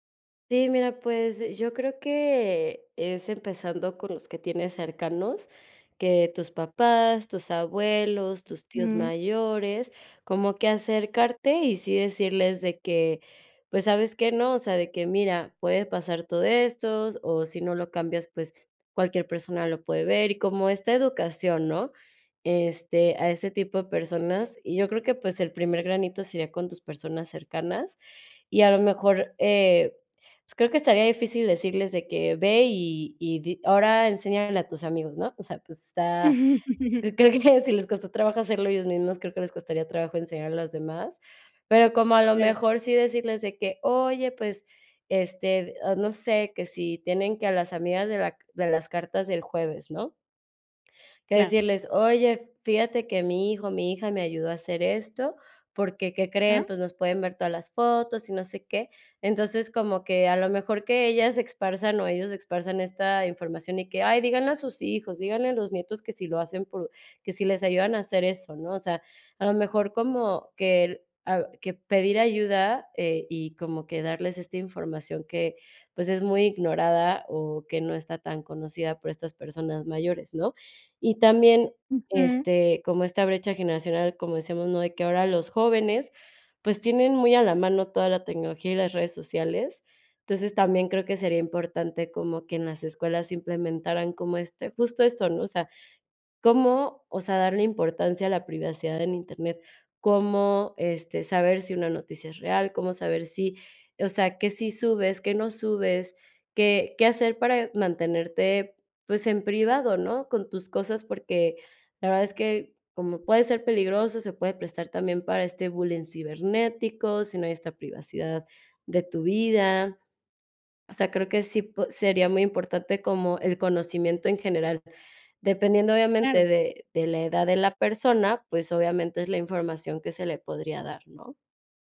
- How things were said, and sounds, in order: other background noise; chuckle; "esparzan" said as "exparzan"; "esparzan" said as "exparzan"
- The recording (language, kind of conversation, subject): Spanish, podcast, ¿Qué importancia le das a la privacidad en internet?